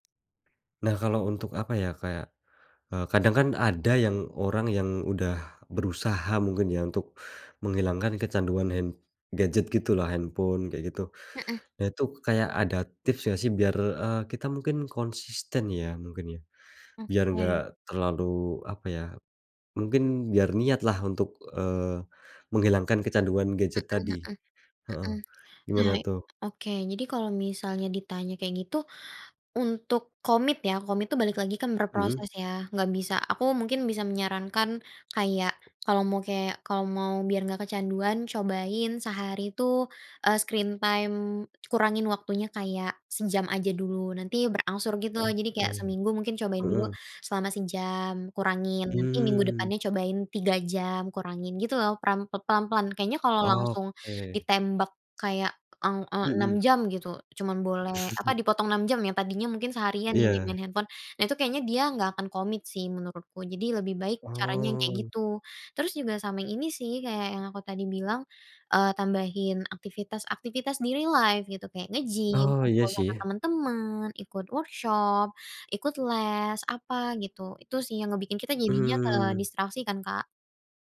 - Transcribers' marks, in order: other background noise; tapping; in English: "screen time"; chuckle; in English: "real life"; in English: "workshop"
- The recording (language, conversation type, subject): Indonesian, podcast, Bagaimana cara mengatur waktu layar agar tidak kecanduan gawai, menurutmu?